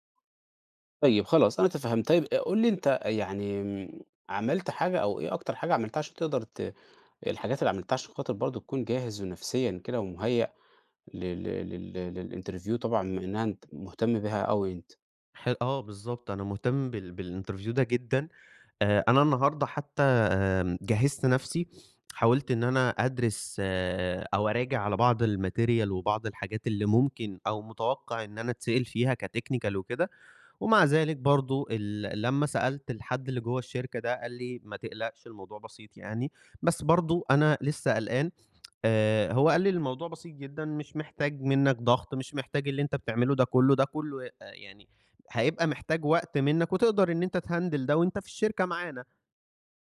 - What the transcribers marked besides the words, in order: in English: "للinterview"; in English: "بالinterview"; in English: "الmaterial"; in English: "كtechnical"; other background noise; tsk; in English: "تhandle"
- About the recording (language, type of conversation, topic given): Arabic, advice, ازاي أتفاوض على عرض شغل جديد؟